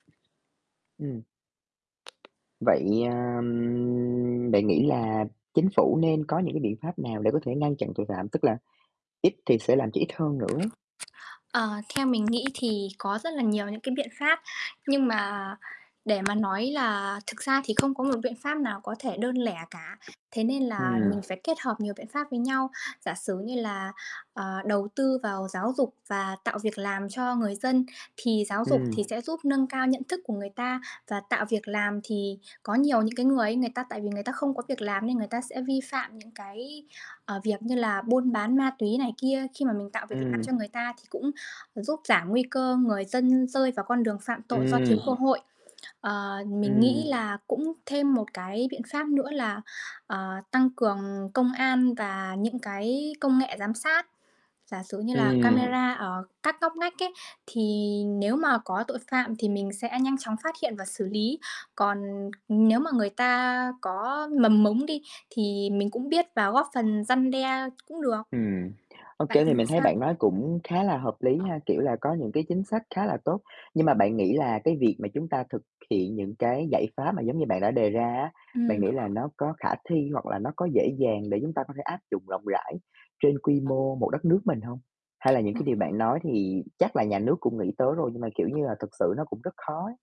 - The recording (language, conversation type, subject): Vietnamese, unstructured, Chính phủ nên làm gì để giảm tội phạm trong xã hội?
- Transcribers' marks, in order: tapping; other background noise; drawn out: "ờm"; background speech; distorted speech; static; unintelligible speech